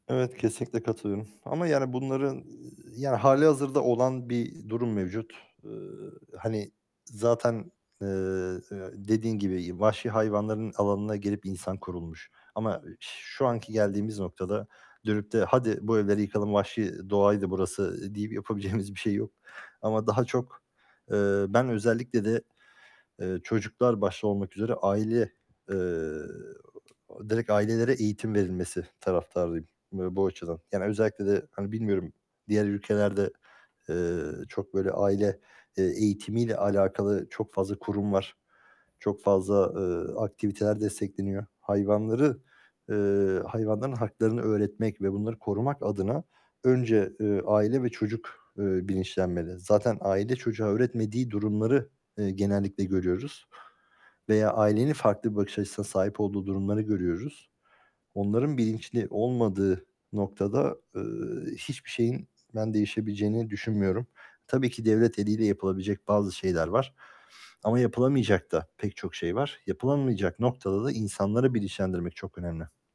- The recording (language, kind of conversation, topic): Turkish, unstructured, Hayvanların hakları insan hakları kadar önemli mi?
- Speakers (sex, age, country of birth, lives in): male, 25-29, Turkey, Germany; male, 35-39, Turkey, Spain
- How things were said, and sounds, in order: tapping; other background noise; laughing while speaking: "yapabileceğimiz"